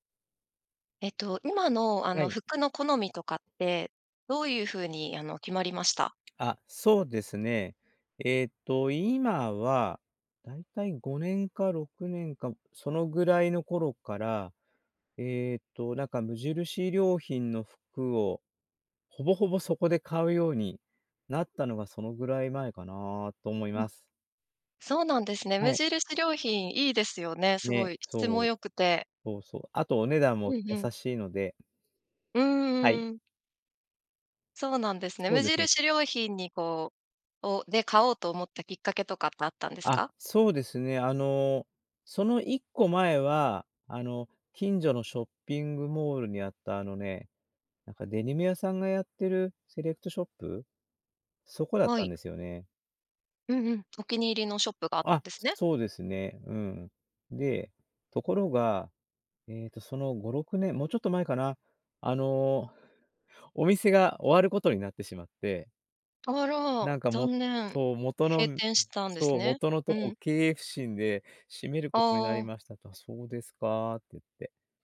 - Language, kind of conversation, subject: Japanese, podcast, 今の服の好みはどうやって決まった？
- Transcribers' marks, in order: other background noise